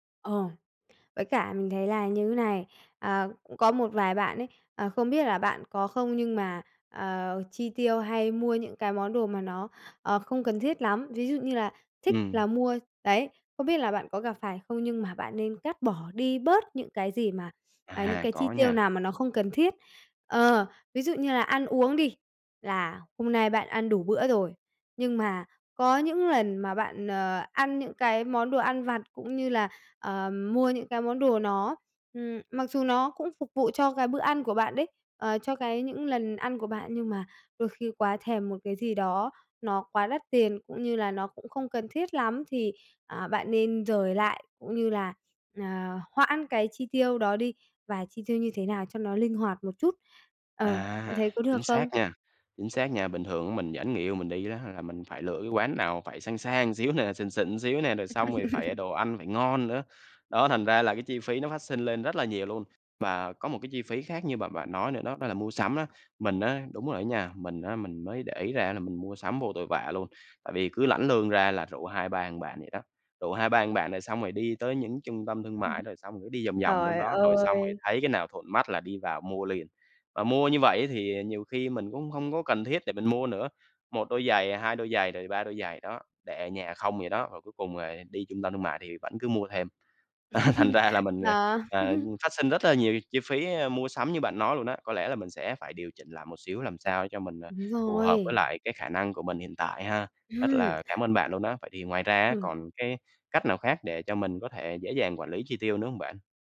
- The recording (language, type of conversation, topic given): Vietnamese, advice, Bạn cần điều chỉnh chi tiêu như thế nào khi tình hình tài chính thay đổi đột ngột?
- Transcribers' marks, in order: tapping; chuckle; other background noise; chuckle; laughing while speaking: "Thành ra"; chuckle